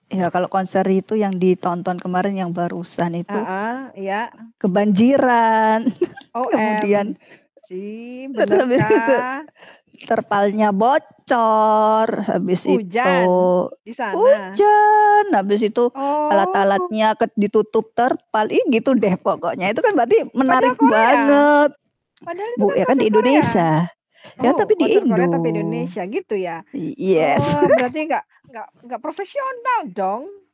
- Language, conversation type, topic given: Indonesian, unstructured, Apakah menurutmu media sering membesar-besarkan isu di dunia hiburan?
- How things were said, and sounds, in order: static; in English: "OMG"; chuckle; other noise; laughing while speaking: "terus habis itu"; drawn out: "Oh"; giggle; other background noise